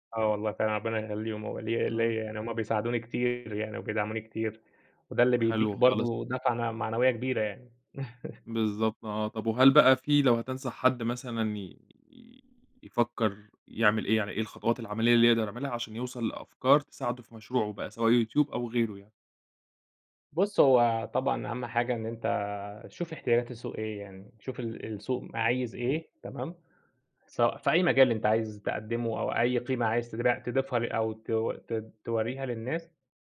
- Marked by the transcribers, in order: chuckle; tapping
- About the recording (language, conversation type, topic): Arabic, podcast, إيه اللي بيحرّك خيالك أول ما تبتدي مشروع جديد؟